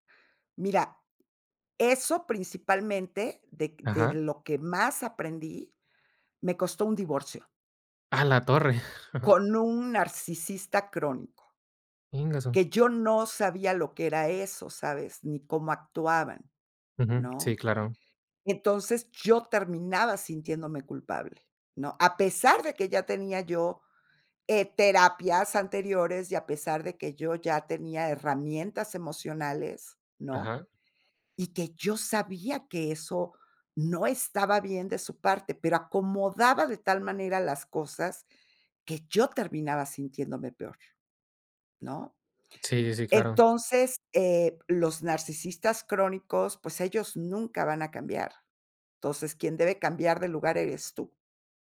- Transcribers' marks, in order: tapping; laugh
- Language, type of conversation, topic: Spanish, podcast, ¿Qué papel juega la vulnerabilidad al comunicarnos con claridad?